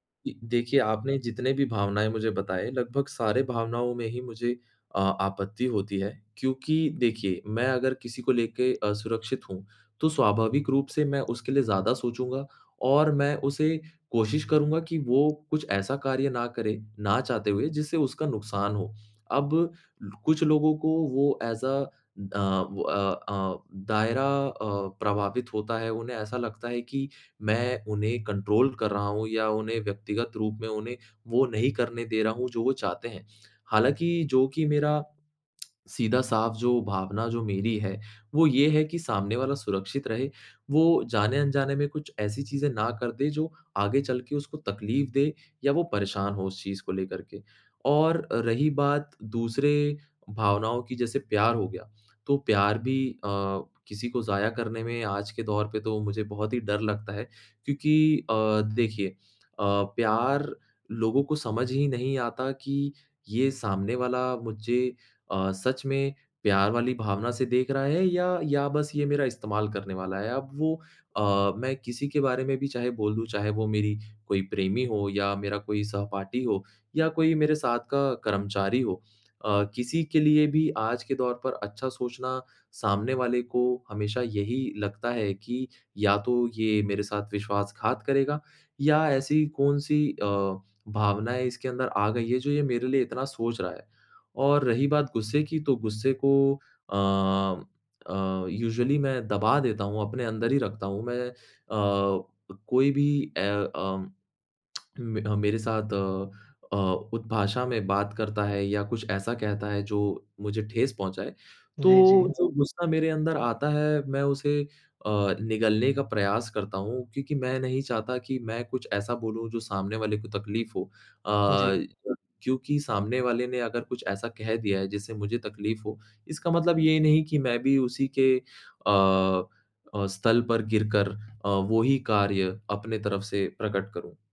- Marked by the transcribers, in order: in English: "एज़ अ"; in English: "कंट्रोल"; tongue click; in English: "यूजुअली"; tongue click
- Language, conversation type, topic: Hindi, advice, रिश्ते में अपनी सच्ची भावनाएँ सामने रखने से आपको डर क्यों लगता है?